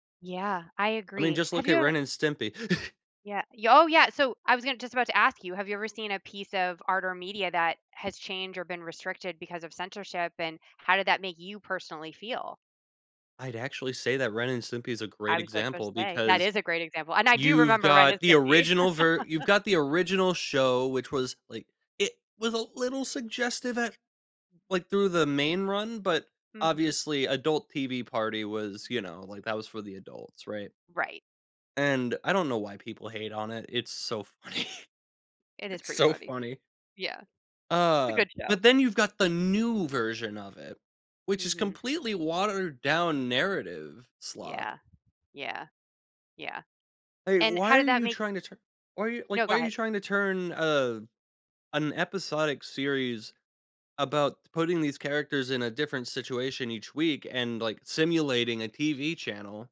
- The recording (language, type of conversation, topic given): English, unstructured, What role should censorship play in shaping art and media?
- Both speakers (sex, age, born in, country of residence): female, 40-44, United States, United States; male, 20-24, United States, United States
- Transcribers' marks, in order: chuckle; "censorship" said as "centorship"; laugh; laughing while speaking: "funny"; stressed: "new"; other background noise